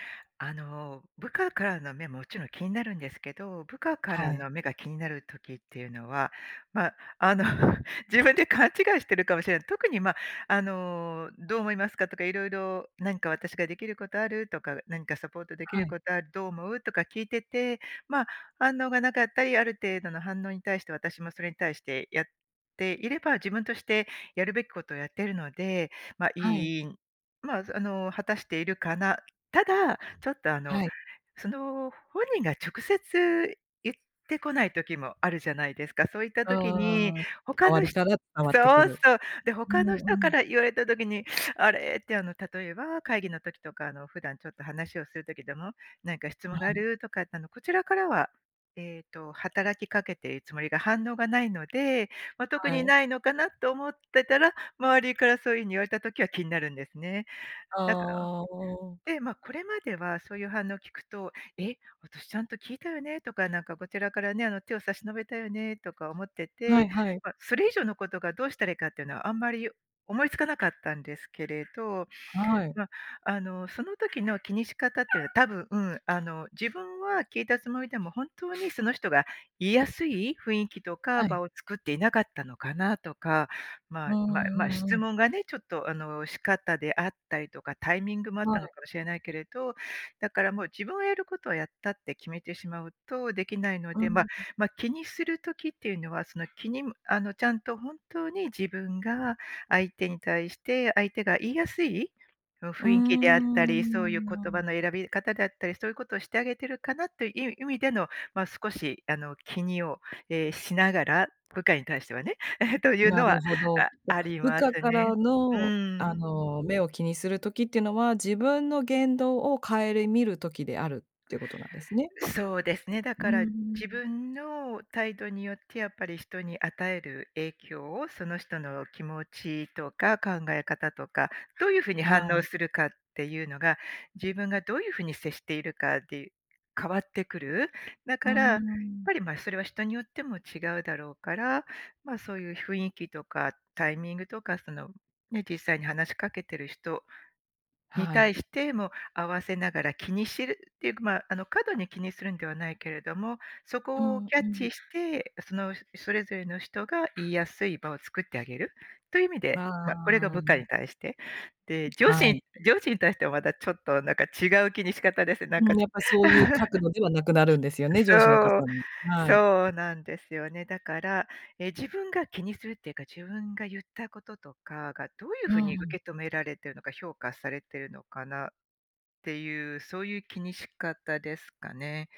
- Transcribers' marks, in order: laughing while speaking: "あの"; other animal sound; other noise; laugh
- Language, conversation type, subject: Japanese, podcast, 周りの目を気にしてしまうのはどんなときですか？